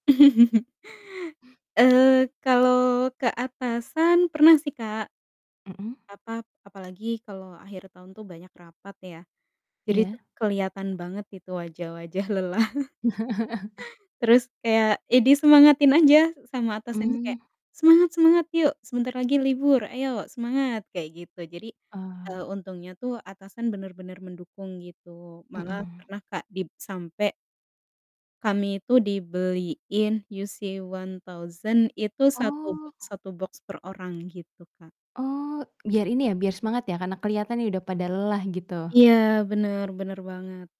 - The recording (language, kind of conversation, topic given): Indonesian, podcast, Bagaimana cara kamu meminta ruang saat sedang lelah?
- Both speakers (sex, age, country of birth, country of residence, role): female, 25-29, Indonesia, Indonesia, host; female, 30-34, Indonesia, Indonesia, guest
- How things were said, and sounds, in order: laugh; other background noise; tapping; distorted speech; laughing while speaking: "lelah"; laugh